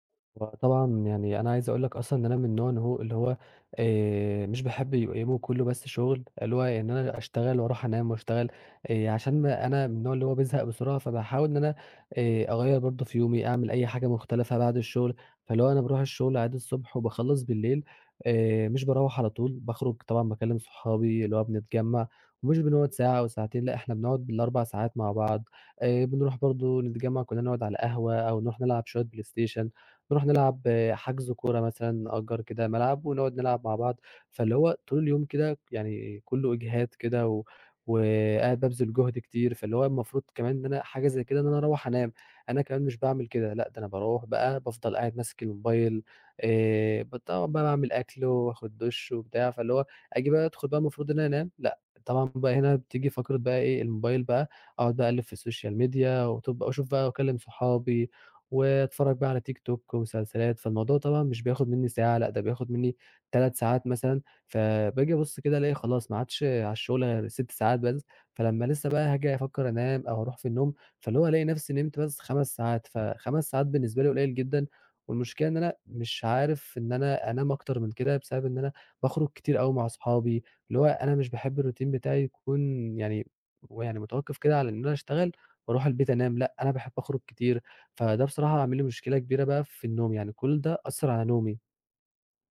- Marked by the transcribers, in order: tapping; in English: "السوشيال ميديا"; in English: "الروتين"
- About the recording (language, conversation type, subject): Arabic, advice, إزاي أوصف مشكلة النوم والأرق اللي بتيجي مع الإجهاد المزمن؟